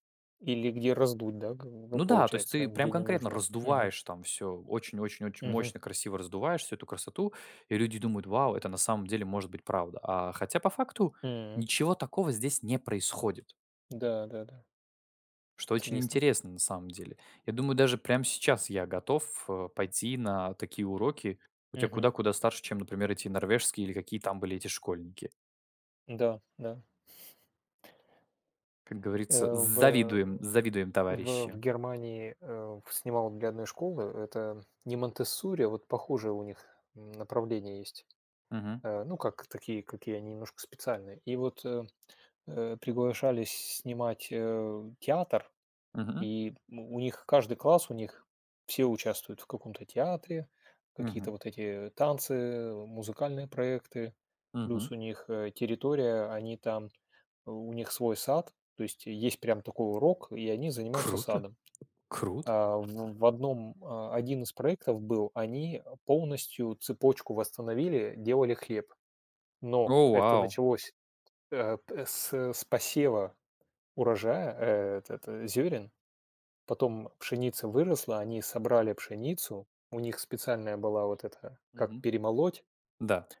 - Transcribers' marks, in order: put-on voice: "Завидуем, завидуем, товарищи"; tapping; other background noise
- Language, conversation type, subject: Russian, unstructured, Почему так много школьников списывают?